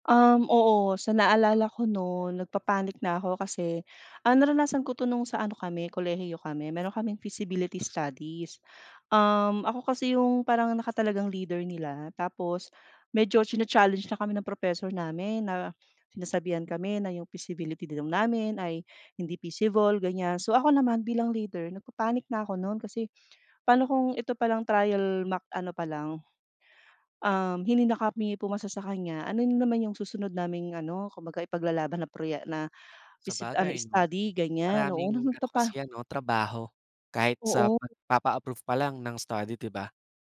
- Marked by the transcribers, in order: tapping; other background noise; in English: "feasibility studies"; in English: "feasibility"; in English: "feasible"
- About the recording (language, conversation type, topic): Filipino, podcast, May pagkakataon ba na napigilan mo ang pagpanik at nakatulong ka pa sa iba?